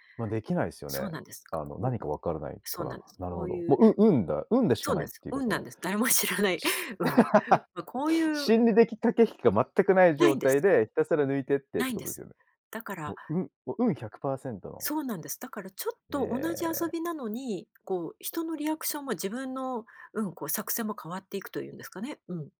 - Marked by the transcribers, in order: laugh
- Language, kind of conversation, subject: Japanese, podcast, 子どものころ、家で一番楽しかった思い出は何ですか？